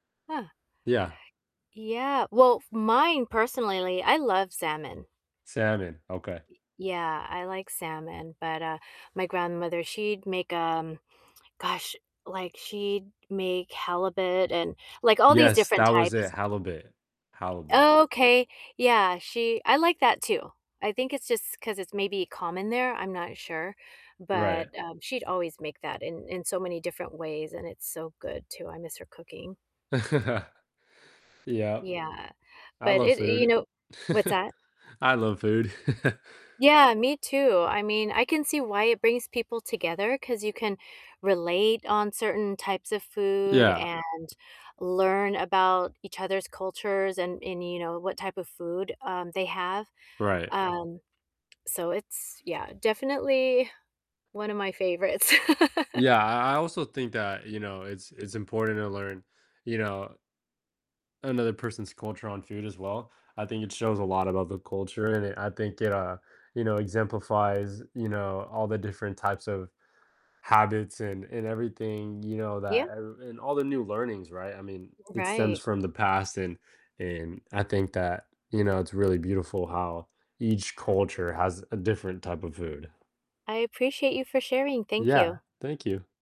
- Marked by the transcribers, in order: distorted speech; static; tapping; chuckle; chuckle; chuckle; laugh; other background noise
- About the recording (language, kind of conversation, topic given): English, unstructured, How do you think food brings people together?
- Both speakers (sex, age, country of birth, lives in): female, 55-59, United States, United States; male, 18-19, United States, United States